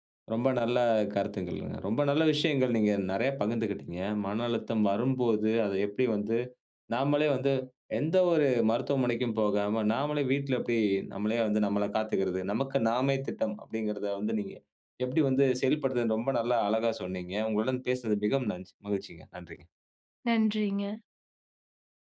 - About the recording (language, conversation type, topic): Tamil, podcast, மனஅழுத்தத்தை குறைக்க வீட்டிலேயே செய்யக்கூடிய எளிய பழக்கங்கள் என்ன?
- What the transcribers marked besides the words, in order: "நன்றி" said as "நன்சி"